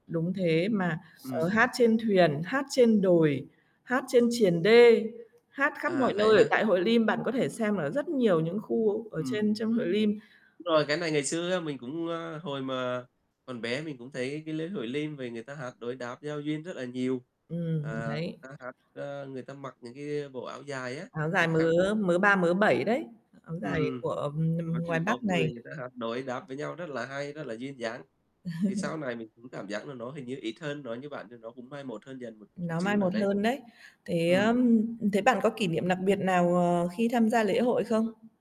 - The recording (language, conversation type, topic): Vietnamese, unstructured, Bạn có thích tham gia các lễ hội địa phương không, và vì sao?
- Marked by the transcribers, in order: static; other background noise; tapping; laughing while speaking: "ta"; laugh